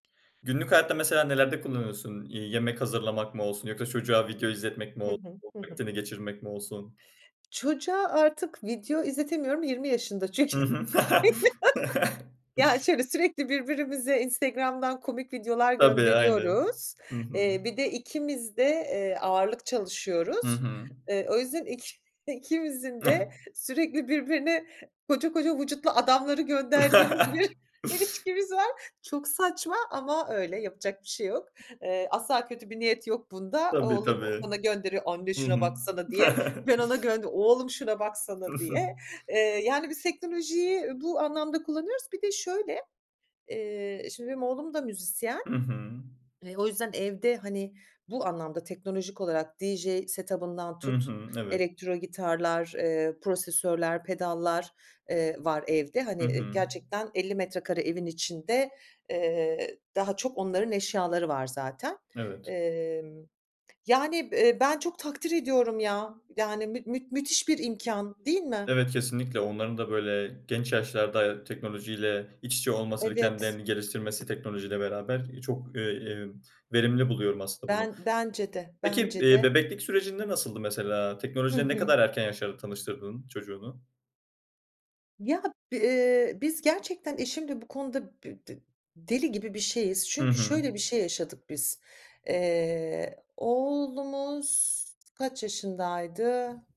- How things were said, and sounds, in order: other background noise; tapping; chuckle; laugh; laughing while speaking: "iki"; chuckle; laughing while speaking: "bir ilişkimiz var"; laugh; put-on voice: "Anne şuna baksana"; chuckle; in English: "set up'ından"; in French: "prosesör'ler"
- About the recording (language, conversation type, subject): Turkish, podcast, Çocukların teknolojiyle ilişkisini sağlıklı bir şekilde yönetmenin temel kuralları nelerdir?